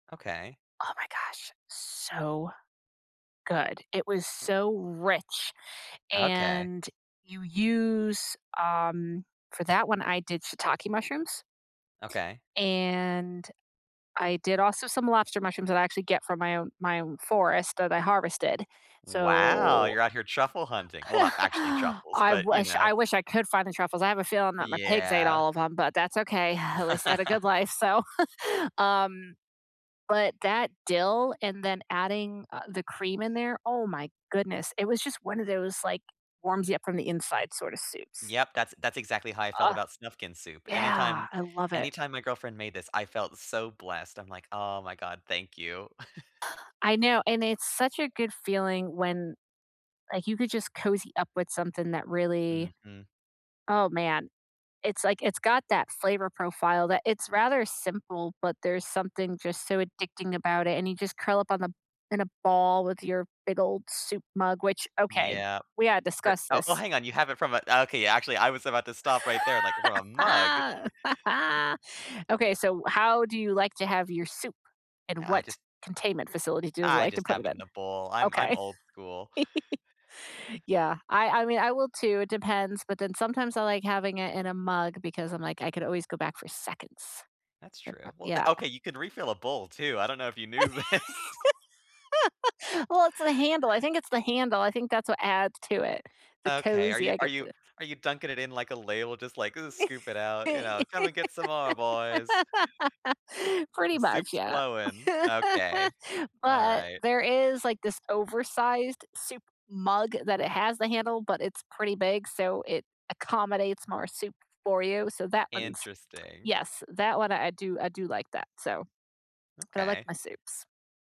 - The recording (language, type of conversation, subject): English, unstructured, What is a recipe you learned from family or friends?
- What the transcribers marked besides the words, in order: other background noise; other noise; chuckle; exhale; laugh; chuckle; tapping; stressed: "yeah"; gasp; chuckle; laugh; chuckle; laugh; laugh; laughing while speaking: "if you knew this"; laugh; put-on voice: "Come and get some more, boys"